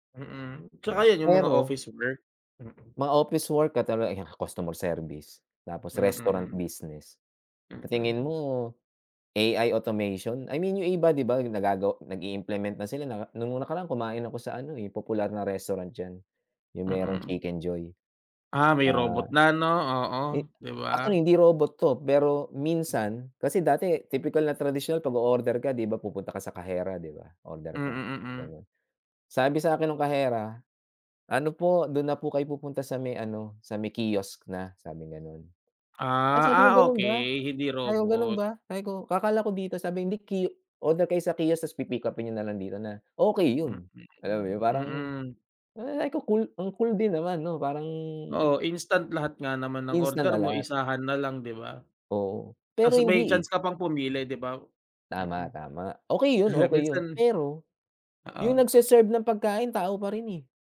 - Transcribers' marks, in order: in English: "AI automation?"; in English: "kiosk"; in English: "kiosk"; chuckle
- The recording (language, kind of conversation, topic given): Filipino, unstructured, Ano ang nararamdaman mo kapag naiisip mong mawalan ng trabaho dahil sa awtomasyon?